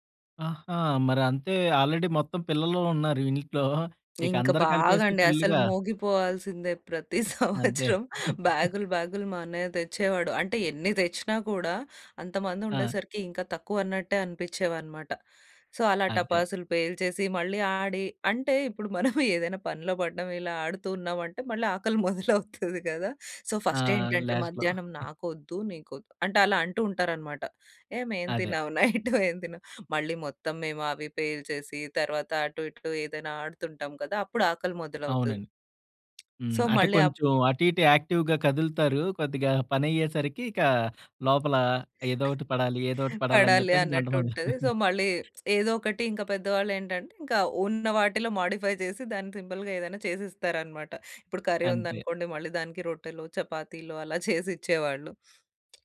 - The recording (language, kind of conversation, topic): Telugu, podcast, పండుగల కోసం పెద్దగా వంట చేస్తే ఇంట్లో పనులను ఎలా పంచుకుంటారు?
- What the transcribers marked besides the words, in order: in English: "ఆల్రెడీ"; laughing while speaking: "ప్రతి సంవత్సరం బ్యాగ్‌లు బ్యాగ్‌లు"; chuckle; in English: "సో"; chuckle; chuckle; in English: "సో, ఫస్ట్"; in English: "లాస్ట్‌లో"; chuckle; chuckle; in English: "నైట్"; tapping; in English: "సో"; in English: "యాక్టివ్‌గా"; other background noise; laugh; in English: "సో"; chuckle; in English: "మోడిఫై"